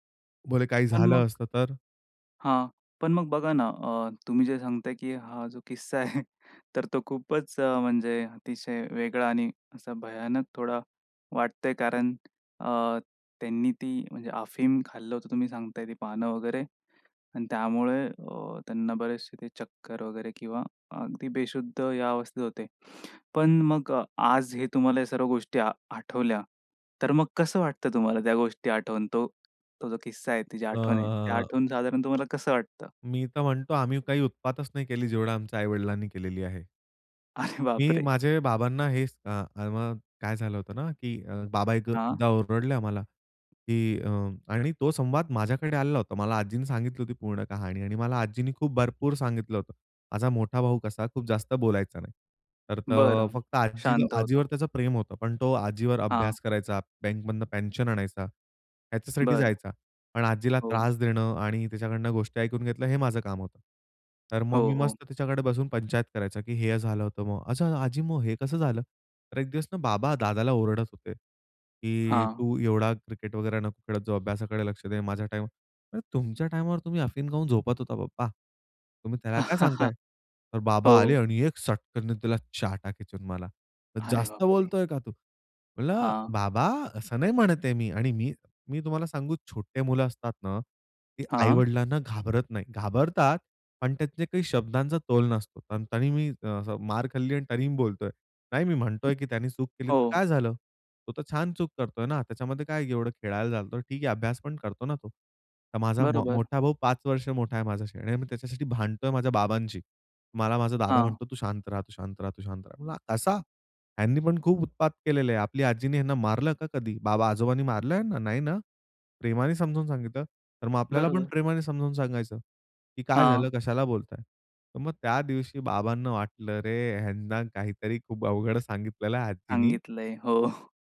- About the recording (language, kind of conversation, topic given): Marathi, podcast, तुझ्या पूर्वजांबद्दल ऐकलेली एखादी गोष्ट सांगशील का?
- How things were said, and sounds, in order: tapping; chuckle; drawn out: "अ"; laughing while speaking: "अरे बापरे!"; other background noise; chuckle; laughing while speaking: "हो"